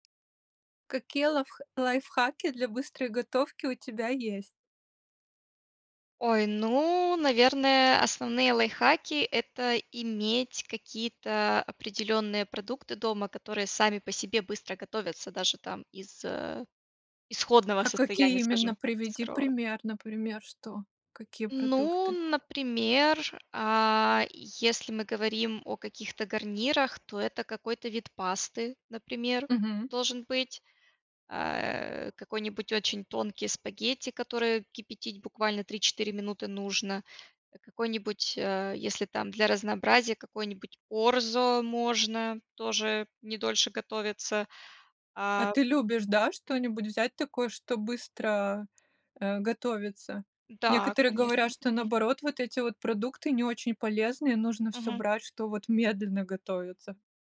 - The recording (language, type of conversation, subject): Russian, podcast, Какие у тебя есть лайфхаки для быстрой готовки?
- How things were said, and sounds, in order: tapping